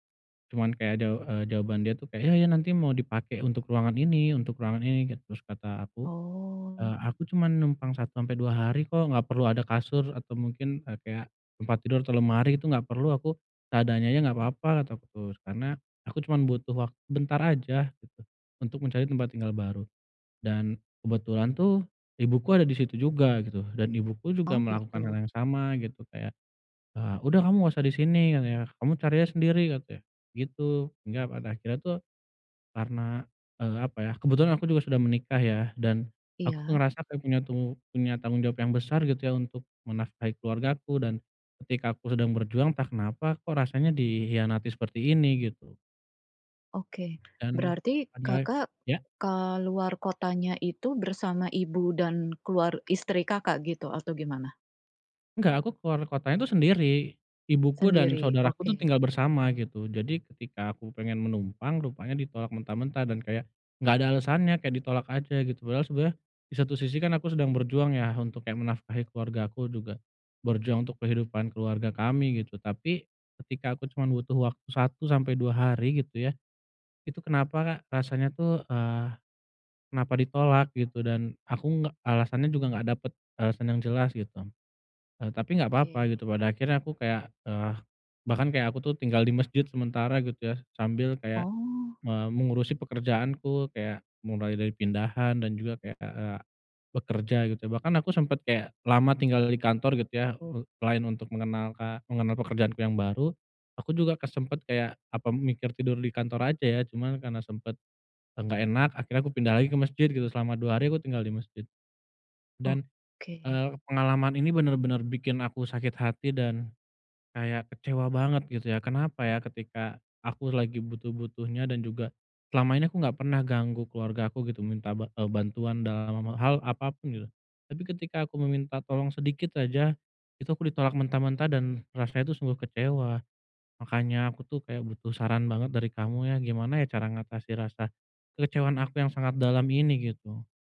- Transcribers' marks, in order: "tuh" said as "tus"; tapping
- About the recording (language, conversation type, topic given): Indonesian, advice, Bagaimana cara bangkit setelah merasa ditolak dan sangat kecewa?